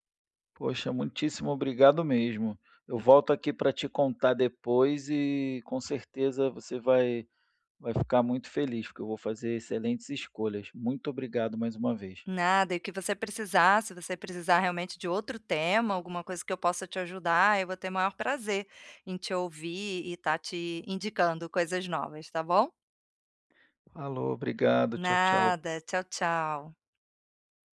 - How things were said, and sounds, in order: other background noise
- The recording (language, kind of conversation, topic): Portuguese, advice, Como posso comparar a qualidade e o preço antes de comprar?